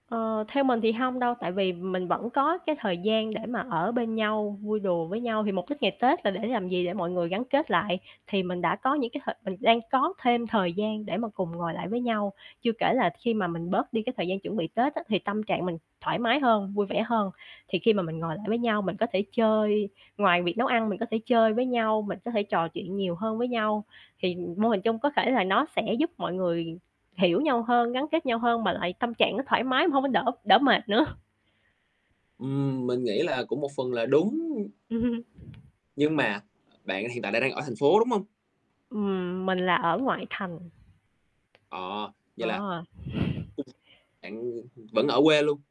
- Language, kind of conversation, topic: Vietnamese, podcast, Bạn đã học được những điều gì về văn hóa từ ông bà?
- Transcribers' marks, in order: static; other background noise; laughing while speaking: "Ừm hừm"; tapping; unintelligible speech; laugh